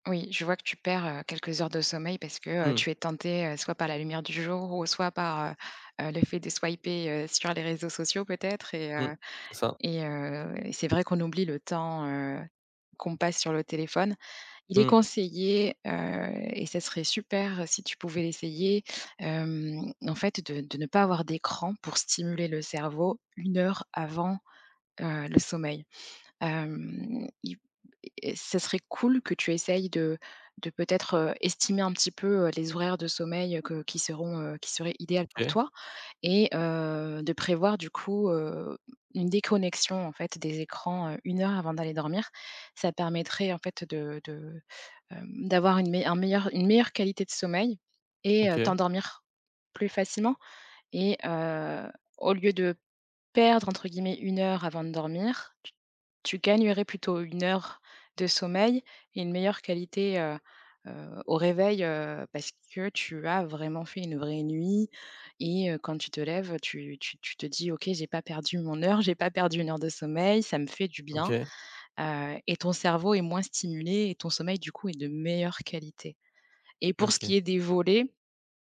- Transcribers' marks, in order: tapping; in English: "swiper"; stressed: "super"; drawn out: "Hem"; other background noise; stressed: "perdre"; stressed: "nuit"; stressed: "meilleure"
- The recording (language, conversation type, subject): French, advice, Comment gérer des horaires de sommeil irréguliers à cause du travail ou d’obligations ?